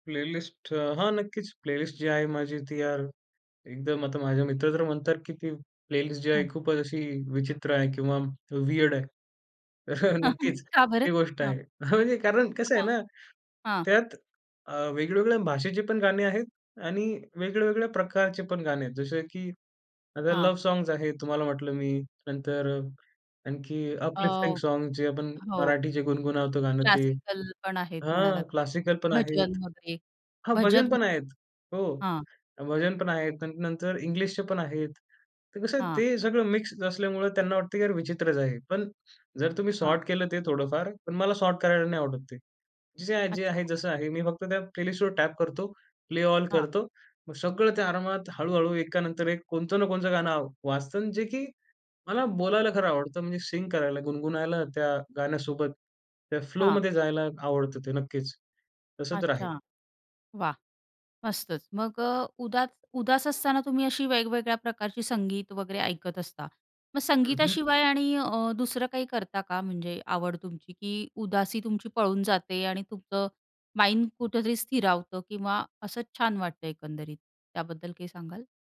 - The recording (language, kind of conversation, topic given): Marathi, podcast, तुम्ही उदास असताना संगीत ऐकायची तुमची निवड कशी बदलते?
- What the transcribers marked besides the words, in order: in English: "प्लेलिस्ट"; in English: "प्लेलिस्ट"; in English: "प्लेलिस्ट"; laughing while speaking: "तर अ"; chuckle; laughing while speaking: "म्हणजे"; in English: "अपलिफ्टिंग"; in English: "प्लेलिस्टवर"; in English: "सिंग"; tapping; in English: "माइंड"